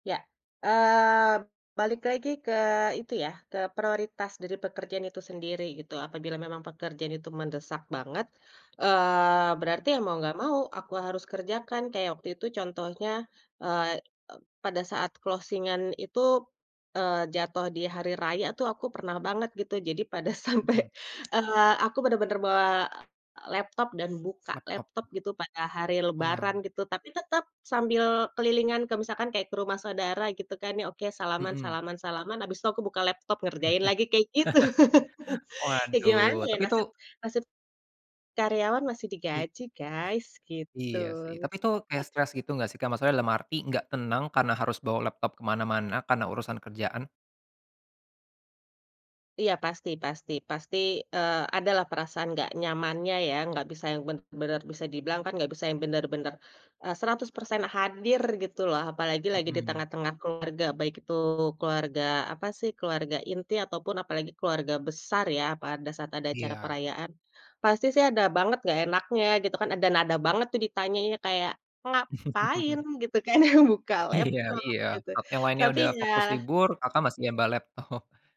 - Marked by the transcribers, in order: tapping; in English: "closing-an"; laughing while speaking: "sampai"; chuckle; laugh; other background noise; chuckle; laughing while speaking: "kan"; chuckle; laughing while speaking: "laptop"
- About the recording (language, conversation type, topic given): Indonesian, podcast, Bagaimana kamu mengatur stres sehari-hari agar tidak menumpuk?